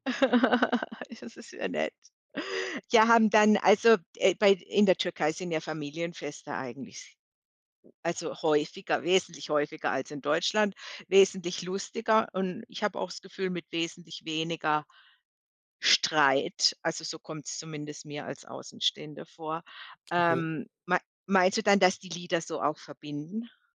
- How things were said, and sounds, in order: laugh
- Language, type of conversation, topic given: German, podcast, Welches Lied spielt bei euren Familienfesten immer eine Rolle?